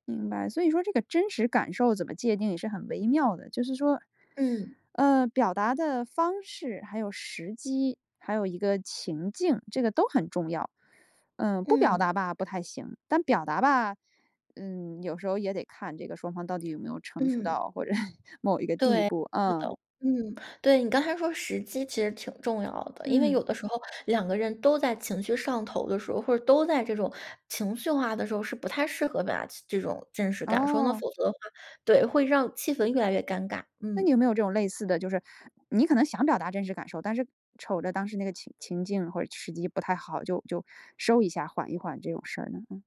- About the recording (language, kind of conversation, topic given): Chinese, podcast, 在关系里如何更好表达真实感受？
- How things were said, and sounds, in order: teeth sucking; chuckle; other background noise